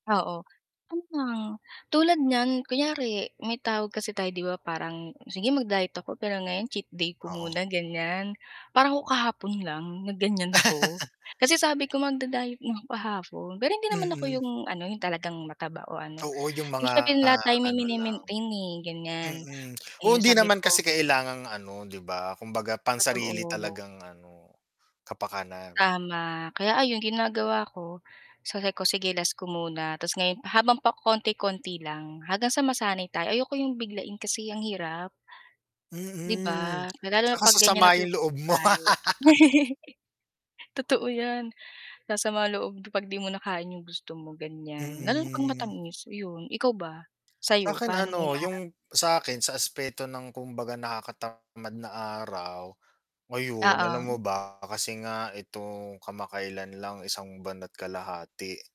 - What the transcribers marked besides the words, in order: distorted speech; tapping; static; laugh; tongue click; other background noise; laugh
- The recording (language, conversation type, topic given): Filipino, unstructured, Ano ang pinakamalaking hamon mo sa pagpapanatili ng malusog na katawan?